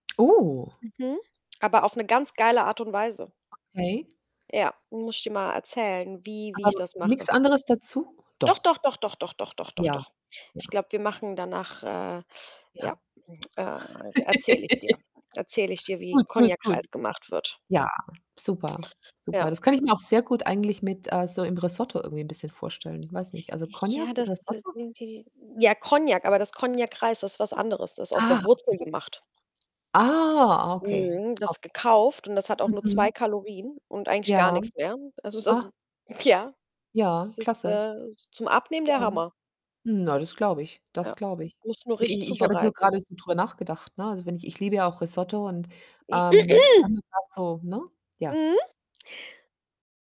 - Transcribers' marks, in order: surprised: "Oh"; distorted speech; laugh; unintelligible speech; other background noise; laughing while speaking: "ja"; throat clearing; unintelligible speech
- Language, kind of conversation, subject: German, unstructured, Wie findest du die richtige Balance zwischen gesunder Ernährung und Genuss?